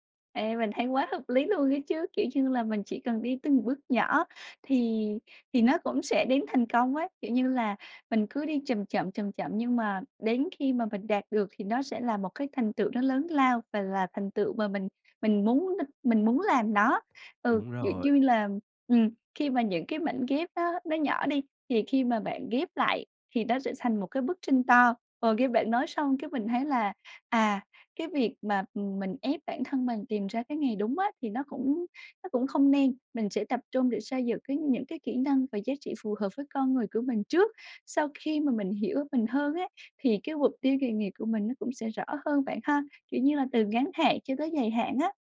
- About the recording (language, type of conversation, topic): Vietnamese, advice, Làm sao để xác định mục tiêu nghề nghiệp phù hợp với mình?
- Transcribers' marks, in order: tapping; other background noise; "như" said as "dui"; "thành" said as "xành"